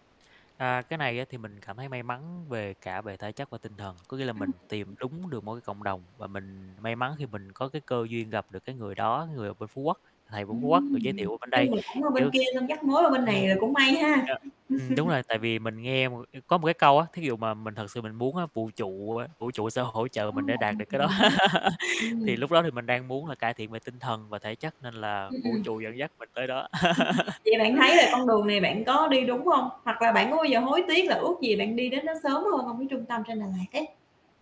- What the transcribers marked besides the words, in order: other background noise; static; distorted speech; chuckle; laugh; tapping; chuckle; laugh
- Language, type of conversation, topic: Vietnamese, podcast, Cộng đồng và mạng lưới hỗ trợ giúp một người hồi phục như thế nào?